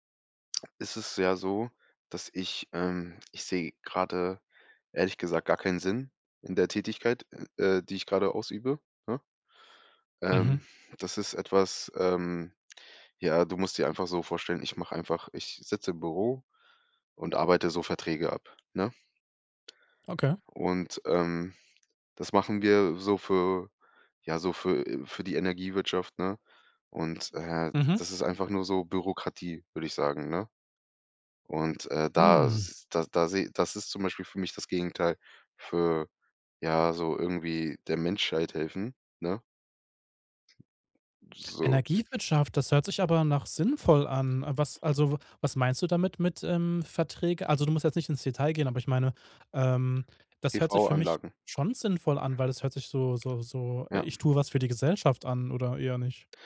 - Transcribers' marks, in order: lip smack; drawn out: "Mhm"; drawn out: "So"; other noise; other background noise
- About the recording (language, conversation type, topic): German, podcast, Was macht einen Job für dich sinnvoll?